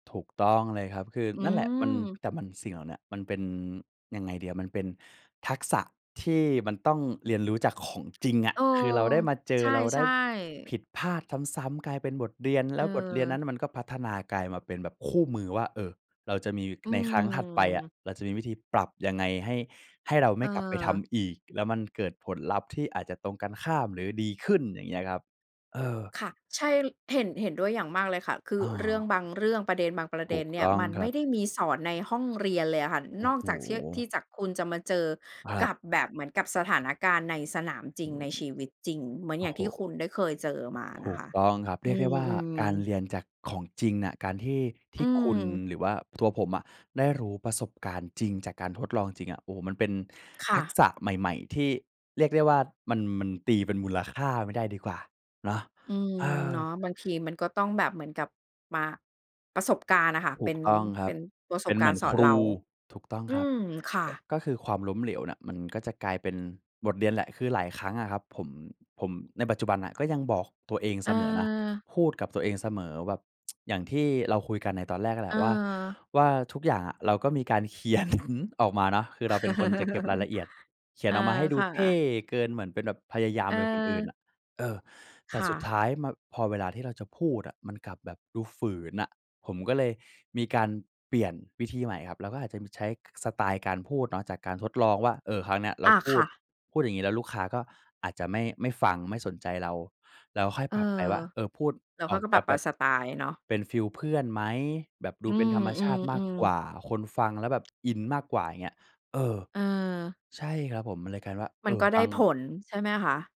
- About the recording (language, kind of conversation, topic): Thai, podcast, เริ่มสอนตัวเองทักษะใหม่ๆ ยังไงบ้าง?
- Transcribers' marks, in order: drawn out: "อืม"; tsk; laughing while speaking: "เขียน"; chuckle; tapping